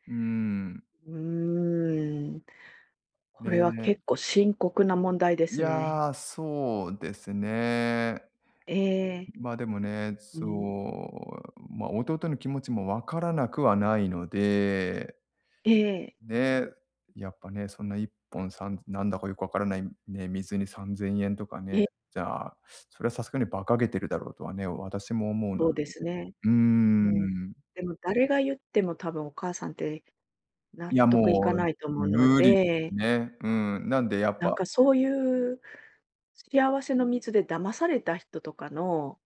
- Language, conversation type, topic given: Japanese, advice, 依存症や健康問題のあるご家族への対応をめぐって意見が割れている場合、今どのようなことが起きていますか？
- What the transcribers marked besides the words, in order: other noise; other background noise